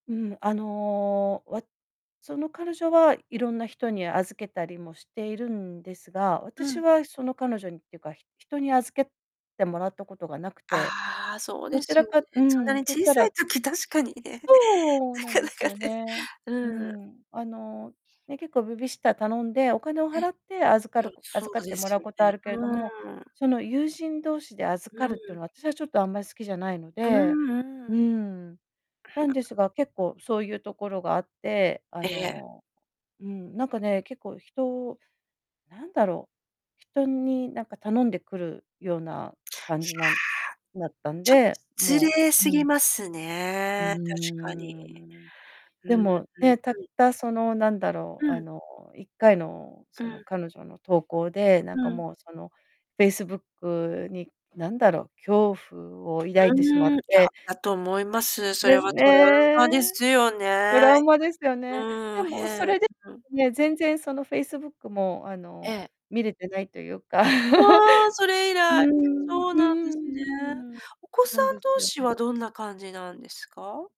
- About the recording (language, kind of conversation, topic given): Japanese, advice, SNSの投稿が原因で友人と揉めてしまった状況を教えていただけますか？
- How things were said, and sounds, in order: anticipating: "そう！"; other noise; distorted speech; tapping; chuckle